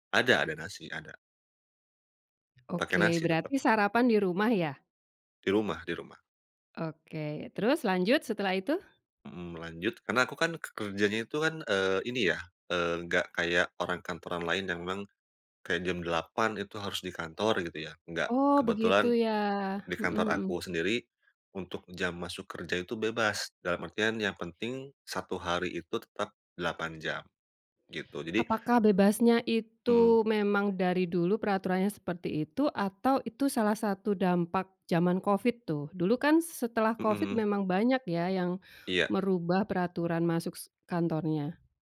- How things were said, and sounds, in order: none
- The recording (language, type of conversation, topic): Indonesian, podcast, Bagaimana kamu menjaga keseimbangan antara pekerjaan dan kehidupan sehari-hari?